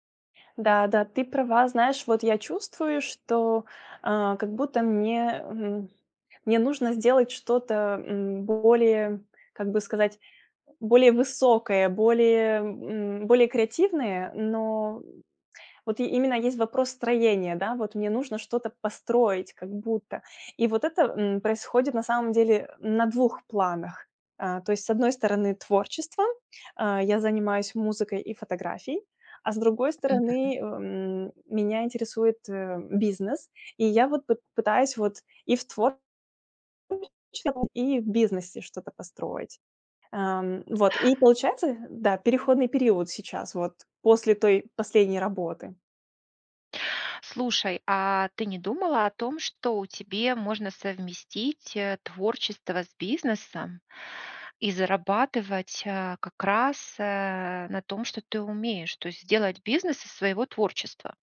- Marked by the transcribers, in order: tapping; unintelligible speech; other background noise
- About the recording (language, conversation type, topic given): Russian, advice, Как понять, что для меня означает успех, если я боюсь не соответствовать ожиданиям других?